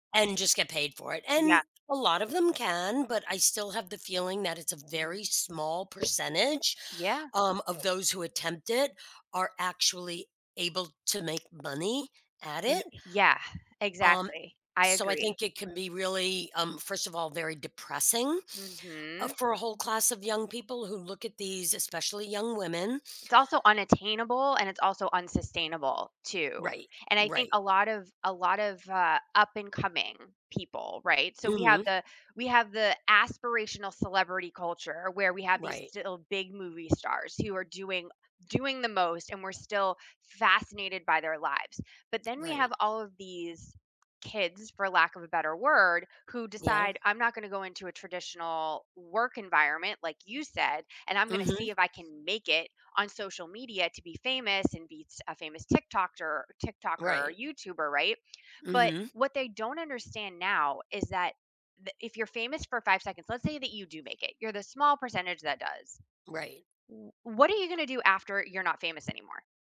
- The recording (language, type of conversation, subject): English, unstructured, What do you think about celebrity culture and fame?
- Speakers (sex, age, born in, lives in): female, 40-44, United States, United States; female, 65-69, United States, United States
- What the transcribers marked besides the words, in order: tapping; sniff; other background noise